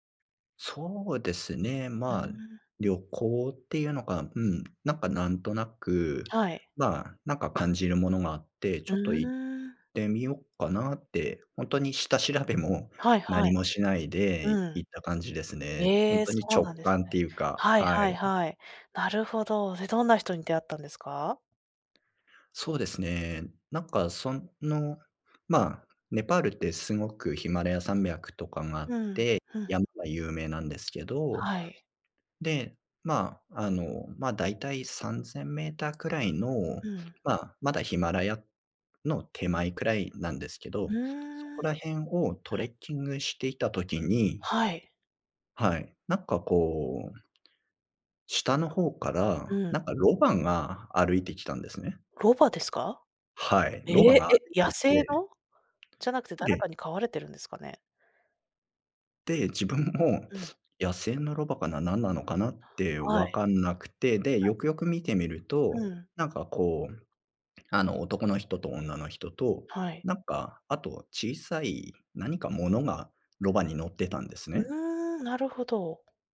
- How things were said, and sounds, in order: other noise
- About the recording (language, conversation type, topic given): Japanese, podcast, 旅先で出会った忘れられない人の話はありますか？